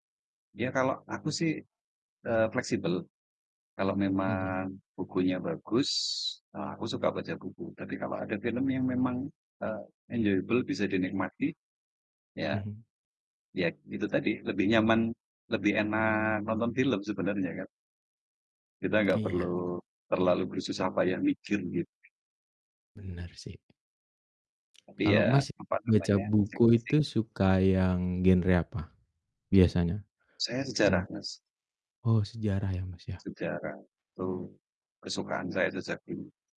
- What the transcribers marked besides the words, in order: in English: "enjoyable"; distorted speech; tapping
- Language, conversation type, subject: Indonesian, unstructured, Mana yang lebih Anda sukai dan mengapa: membaca buku atau menonton film?